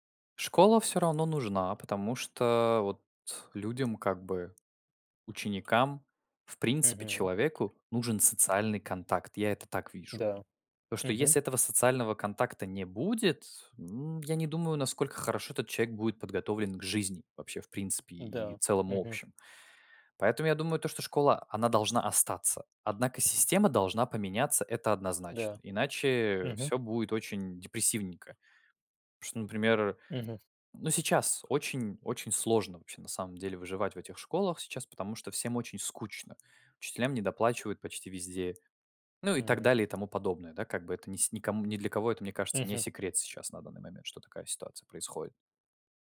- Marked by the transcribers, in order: other background noise; tapping
- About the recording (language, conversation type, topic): Russian, unstructured, Почему так много школьников списывают?